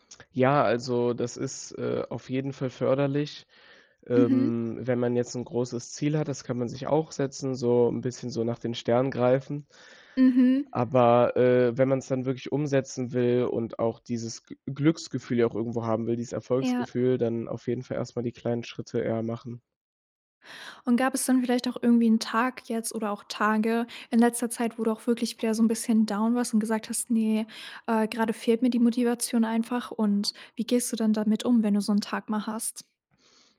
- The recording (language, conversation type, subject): German, podcast, Was tust du, wenn dir die Motivation fehlt?
- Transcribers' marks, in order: in English: "down"